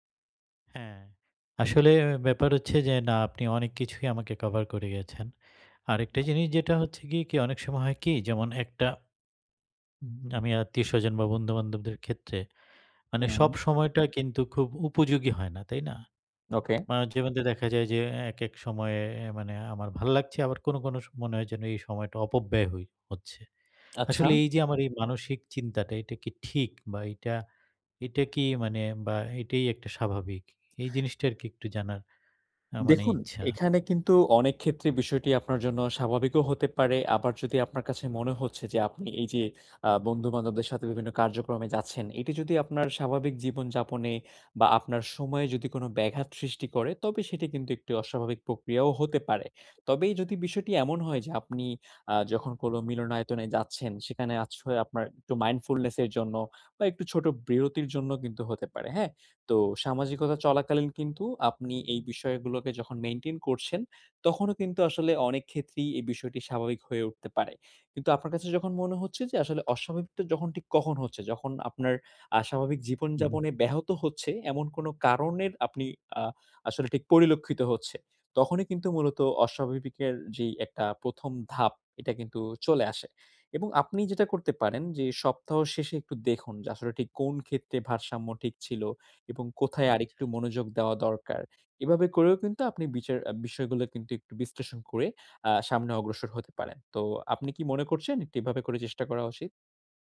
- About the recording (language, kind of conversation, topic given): Bengali, advice, সামাজিকতা এবং একাকীত্বের মধ্যে কীভাবে সঠিক ভারসাম্য বজায় রাখব?
- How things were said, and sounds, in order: other background noise; tapping; in English: "mindfulness"